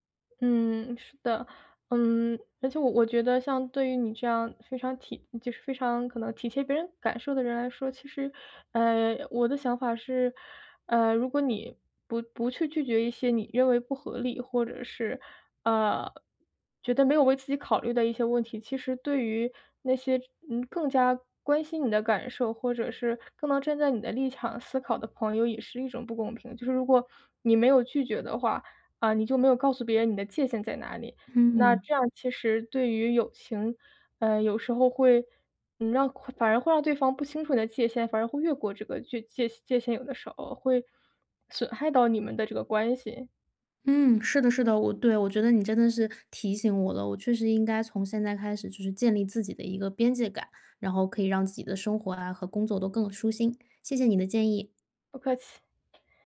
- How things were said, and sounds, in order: other background noise
- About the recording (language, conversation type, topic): Chinese, advice, 每次说“不”都会感到内疚，我该怎么办？